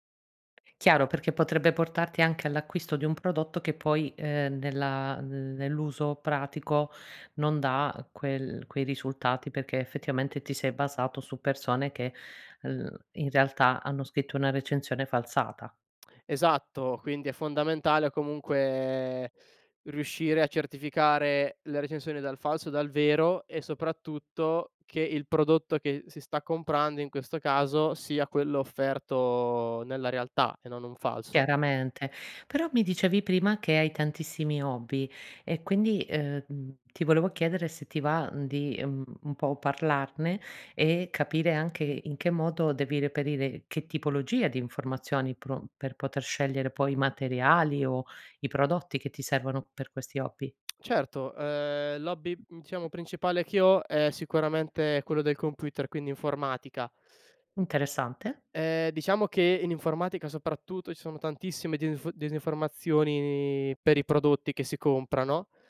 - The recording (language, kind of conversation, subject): Italian, podcast, Come affronti il sovraccarico di informazioni quando devi scegliere?
- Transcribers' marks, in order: tsk; tsk; other background noise